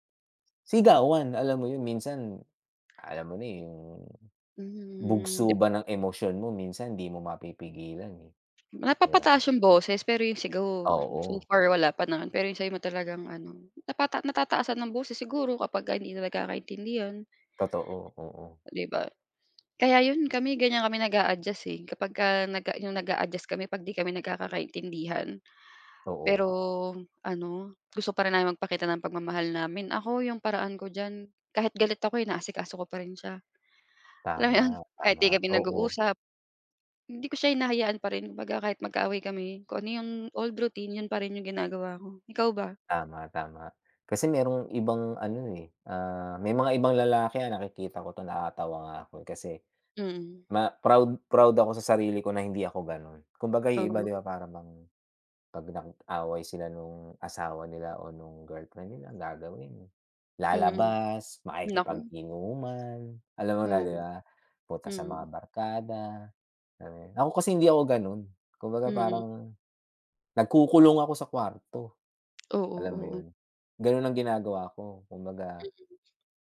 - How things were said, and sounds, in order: tapping; other background noise; "nagkakaintindihan" said as "nagkakakaintindihan"; laughing while speaking: "alam mo 'yon"; unintelligible speech
- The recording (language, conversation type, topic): Filipino, unstructured, Paano mo ipinapakita ang pagmamahal sa iyong kapareha?